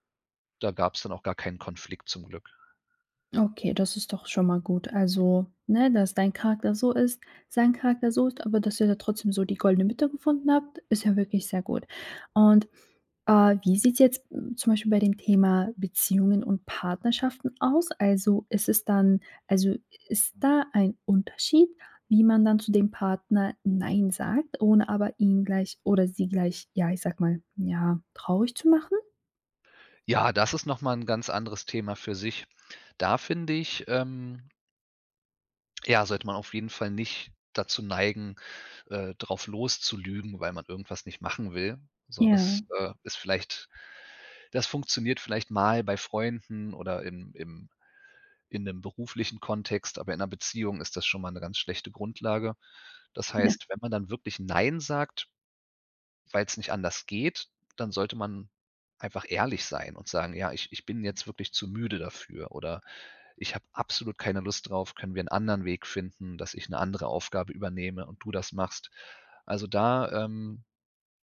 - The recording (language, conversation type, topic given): German, podcast, Wie sagst du Nein, ohne die Stimmung zu zerstören?
- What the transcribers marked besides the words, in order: none